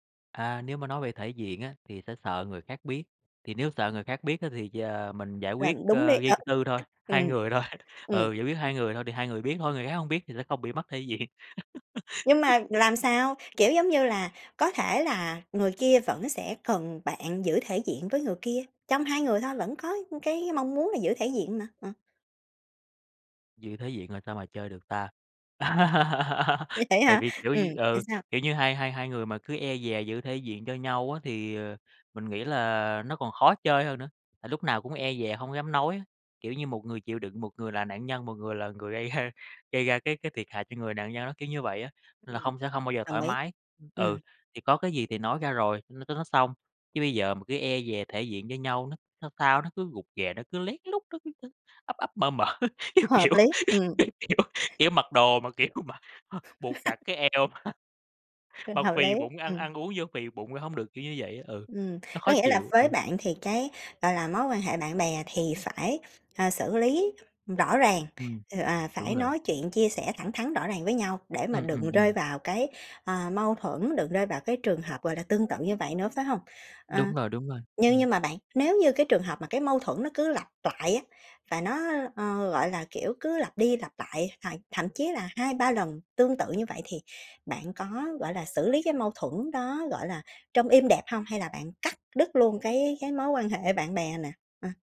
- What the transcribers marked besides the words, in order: chuckle; other background noise; laughing while speaking: "diện"; laugh; laugh; laughing while speaking: "Vậy"; laughing while speaking: "ra"; other noise; laughing while speaking: "mở, kiểu kiểu kiểu kiểu"; tapping; laughing while speaking: "kiểu mà"; laugh; laughing while speaking: "mà"
- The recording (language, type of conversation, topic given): Vietnamese, podcast, Bạn xử lý mâu thuẫn với bạn bè như thế nào?